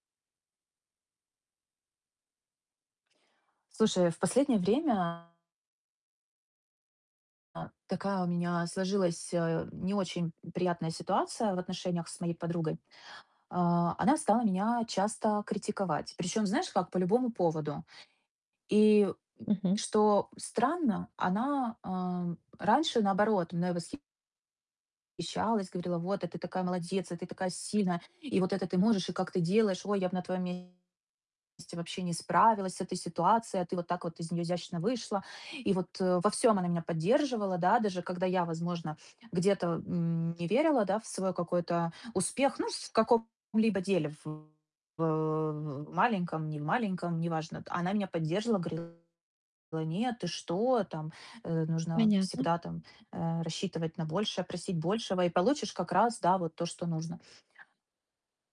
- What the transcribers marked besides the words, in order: distorted speech; tapping
- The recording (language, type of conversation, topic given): Russian, advice, Как перестать воспринимать критику слишком лично и болезненно?